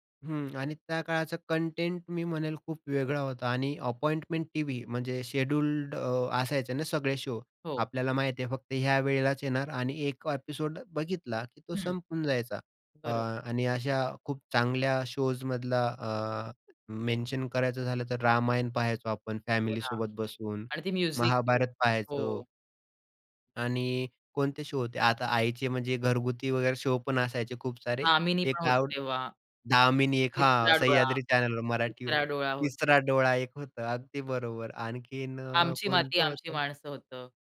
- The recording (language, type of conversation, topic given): Marathi, podcast, स्ट्रीमिंगमुळे दूरदर्शन पाहण्याची सवय कशी बदलली आहे?
- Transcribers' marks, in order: tapping; in English: "शो"; in English: "ॲपिसोड"; in English: "शोज"; other background noise; in English: "म्युझिक"; other noise; in English: "शो"; in English: "शो"; unintelligible speech